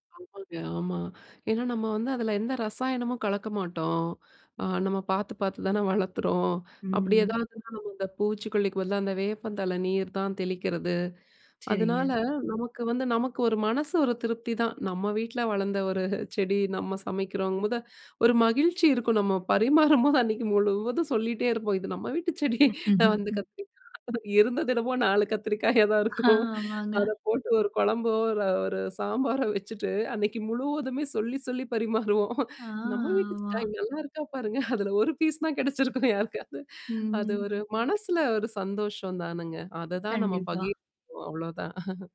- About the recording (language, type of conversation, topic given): Tamil, podcast, சிறிய உணவுத் தோட்டம் நமது வாழ்க்கையை எப்படிப் மாற்றும்?
- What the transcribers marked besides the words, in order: "வளர்க்குறோம்" said as "வளர்த்துறோம்"; laughing while speaking: "ஒரு மகிழ்ச்சி இருக்கும். நம்ம பரிமாறும்போது … தான் கிடைச்சிருக்கும் யாருக்காவது"; laugh; tapping; drawn out: "ஆ"; other background noise